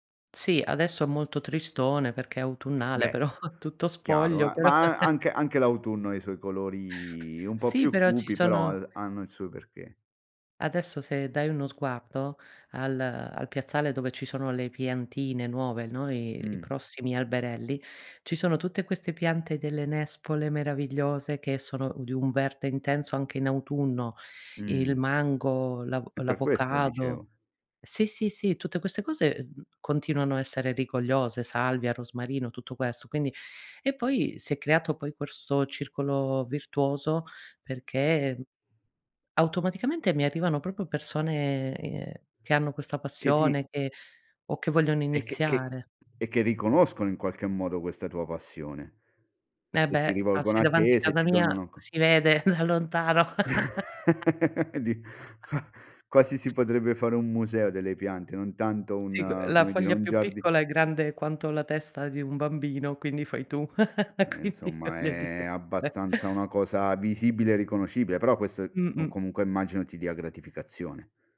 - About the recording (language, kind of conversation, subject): Italian, podcast, Com’è la tua domenica ideale, dedicata ai tuoi hobby?
- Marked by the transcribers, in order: laughing while speaking: "però"; laughing while speaking: "però"; chuckle; tapping; other background noise; "proprio" said as "propio"; chuckle; laughing while speaking: "Di qua"; laughing while speaking: "da"; laugh; chuckle; laughing while speaking: "quindi voglio dire"